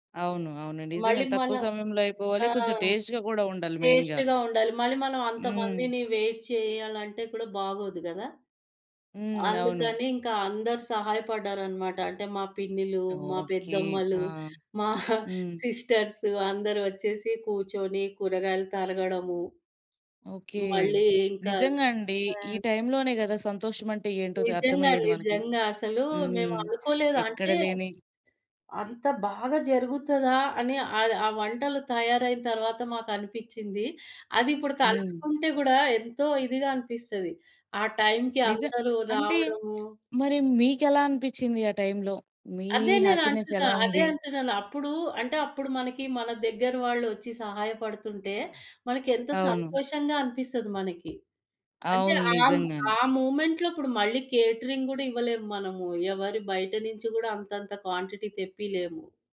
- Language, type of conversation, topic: Telugu, podcast, పెద్ద గుంపు కోసం వంటను మీరు ఎలా ప్లాన్ చేస్తారు?
- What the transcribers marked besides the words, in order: in English: "మెయిన్‌గా"; in English: "వెయిట్"; giggle; in English: "సిస్టర్స్"; tapping; other background noise; in English: "హ్యాపీనెస్"; in English: "మూమెంట్‌లో"; in English: "కేటరింగ్"; in English: "క్వాంటిటీ"